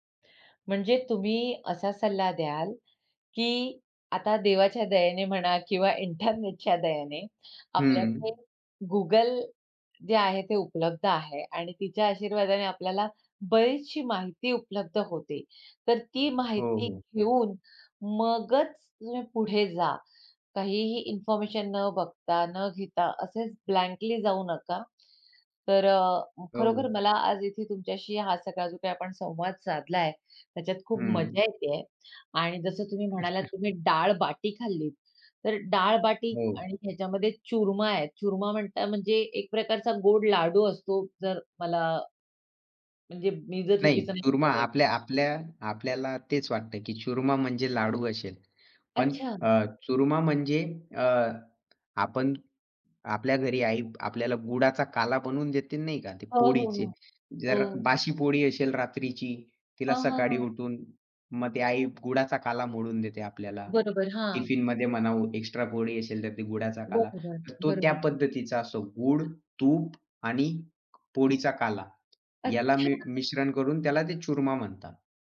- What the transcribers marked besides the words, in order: laughing while speaking: "इंटरनेटच्या"; other background noise; chuckle; unintelligible speech; tapping
- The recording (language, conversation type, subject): Marathi, podcast, एकट्याने स्थानिक खाण्याचा अनुभव तुम्हाला कसा आला?